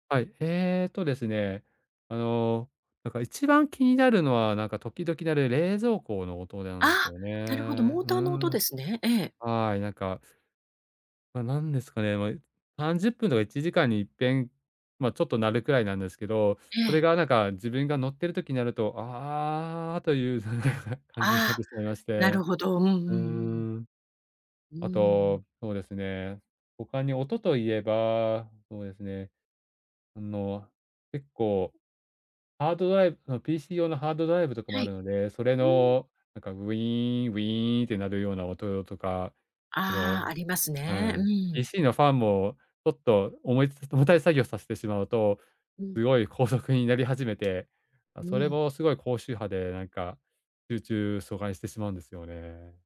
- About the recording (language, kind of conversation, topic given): Japanese, advice, 周りの音や散らかった部屋など、集中を妨げる環境要因を減らしてもっと集中するにはどうすればよいですか？
- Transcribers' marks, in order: unintelligible speech; laughing while speaking: "すごい高速に"